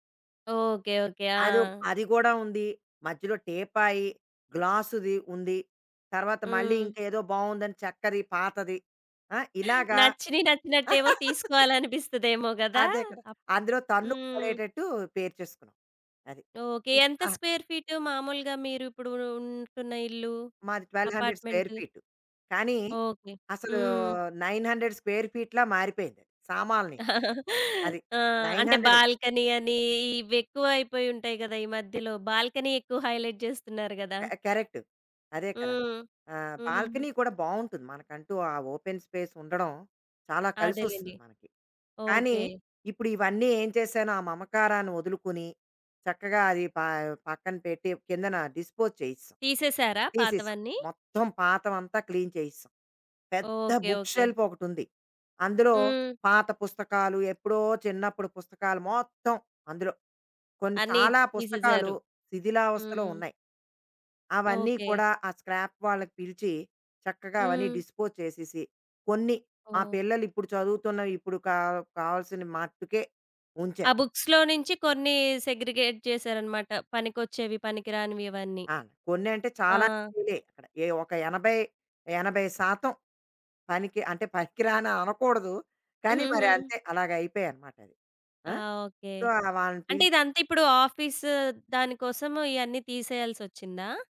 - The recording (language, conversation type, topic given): Telugu, podcast, ఒక చిన్న అపార్ట్‌మెంట్‌లో హోమ్ ఆఫీస్‌ను ఎలా ప్రయోజనకరంగా ఏర్పాటు చేసుకోవచ్చు?
- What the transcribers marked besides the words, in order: laughing while speaking: "నచ్చిన నచ్చినట్టేమో తీసుకోవాలి అనిపిస్తదేమో గదా!"; laugh; in English: "స్క్వేర్ ఫీట్"; in English: "ట్వెల్వ్ హండ్రెడ్ స్క్వేర్ ఫీట్"; in English: "నైన్ హండ్రెడ్ స్క్వేర్ ఫీట్‌లా"; laugh; in English: "బాల్కనీ"; in English: "నైన్ హండ్రెడే"; in English: "బాల్కనీ"; in English: "హైలైట్"; in English: "బాల్కనీ"; in English: "ఓపెన్ స్పేస్"; in English: "డిస్పోజ్"; in English: "క్లీన్"; in English: "బుక్ షెల్ఫ్"; in English: "స్క్రాప్"; tapping; in English: "డిస్పోజ్"; in English: "బుక్స్‌లో"; in English: "సెగ్రిగేట్"; in English: "సో"